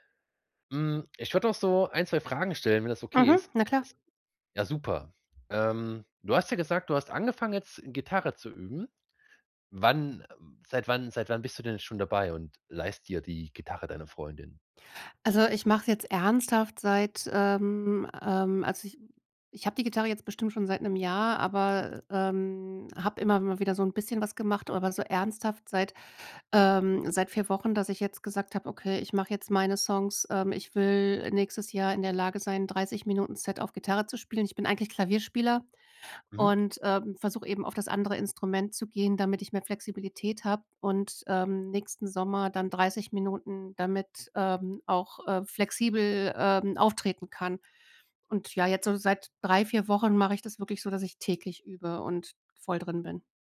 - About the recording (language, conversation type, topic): German, advice, Wie finde ich bei so vielen Kaufoptionen das richtige Produkt?
- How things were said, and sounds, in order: none